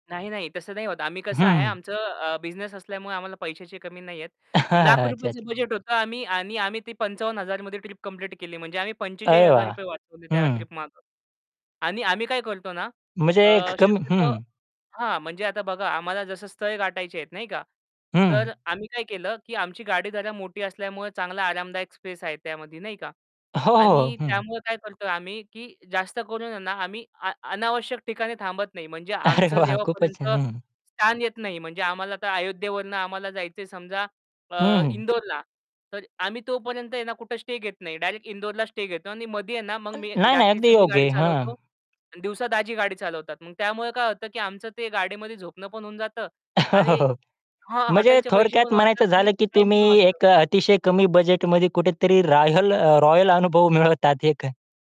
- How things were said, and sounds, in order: tapping; chuckle; distorted speech; other background noise; laughing while speaking: "अरे वाह!"; unintelligible speech; chuckle
- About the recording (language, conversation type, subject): Marathi, podcast, कमी बजेटमध्ये छान प्रवास कसा करायचा?